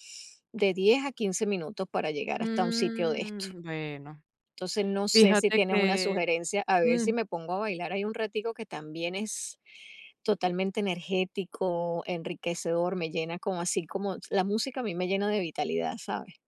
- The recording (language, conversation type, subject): Spanish, advice, ¿Cómo puedo empezar nuevas aficiones sin sentirme abrumado?
- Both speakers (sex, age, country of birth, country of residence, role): female, 50-54, Venezuela, Italy, advisor; female, 55-59, Venezuela, United States, user
- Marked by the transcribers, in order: drawn out: "Mm"